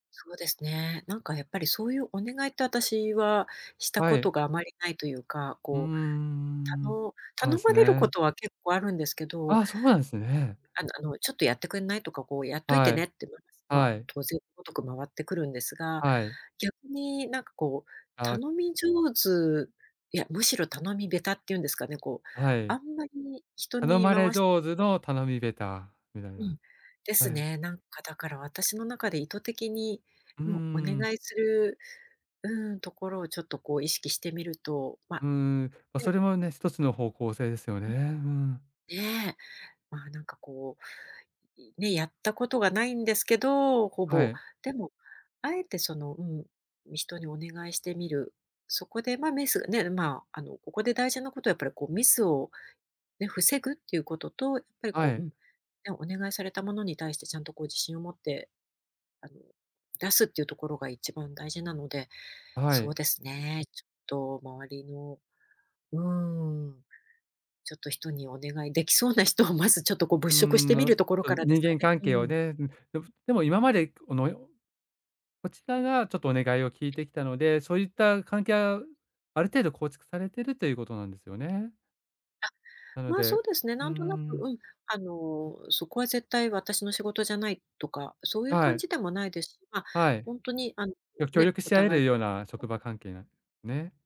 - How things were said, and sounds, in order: other noise
- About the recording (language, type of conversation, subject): Japanese, advice, 仕事でのミスを学びに変え、プロとしての信頼をどう回復できますか？
- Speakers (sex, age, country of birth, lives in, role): female, 50-54, Japan, France, user; male, 45-49, Japan, Japan, advisor